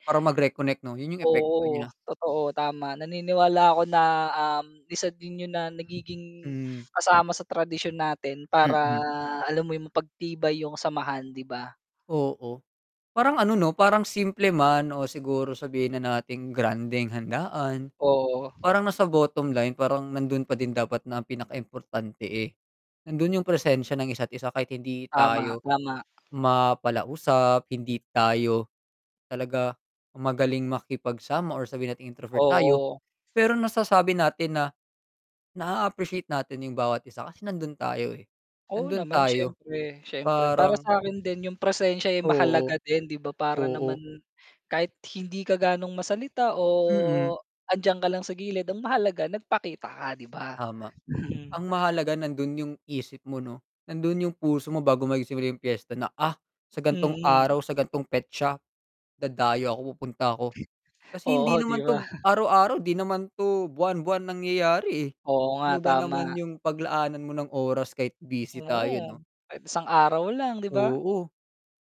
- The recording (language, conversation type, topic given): Filipino, unstructured, Ano ang kasiyahang hatid ng pagdiriwang ng pista sa inyong lugar?
- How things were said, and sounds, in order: static; chuckle